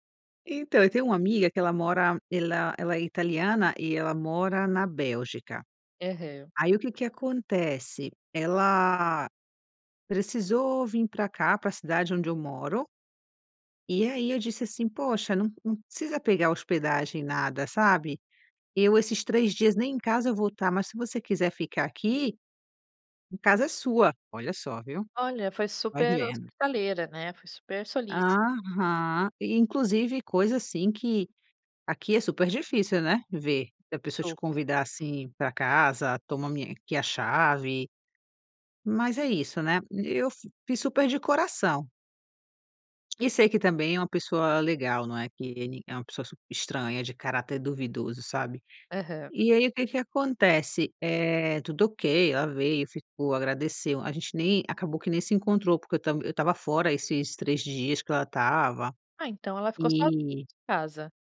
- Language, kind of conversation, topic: Portuguese, advice, Como lidar com um conflito com um amigo que ignorou meus limites?
- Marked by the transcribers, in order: tapping